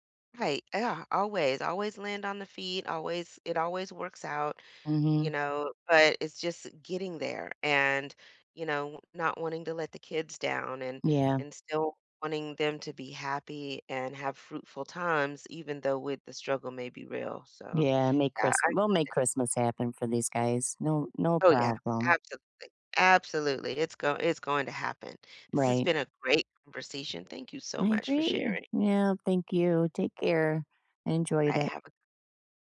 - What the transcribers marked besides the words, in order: none
- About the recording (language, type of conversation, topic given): English, unstructured, How can I notice how money quietly influences my daily choices?